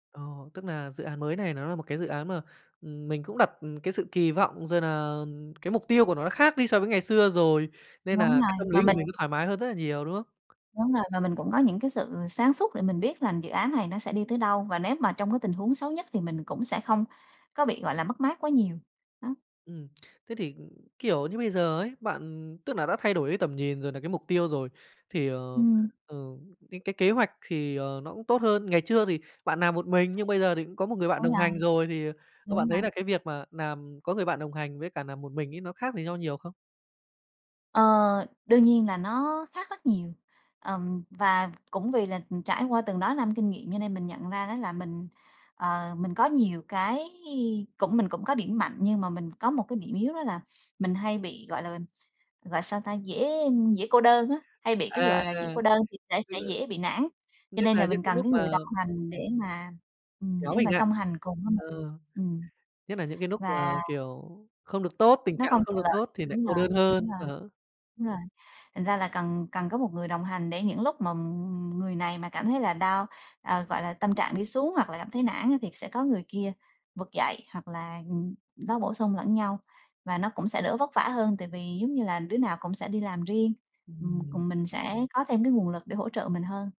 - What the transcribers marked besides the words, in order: tapping; other background noise; "làm" said as "nàm"; "làm" said as "nàm"; "làm" said as "nàm"; "lúc" said as "núc"; in English: "down"
- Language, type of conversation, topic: Vietnamese, podcast, Bạn có câu chuyện nào về một thất bại đã mở ra cơ hội mới không?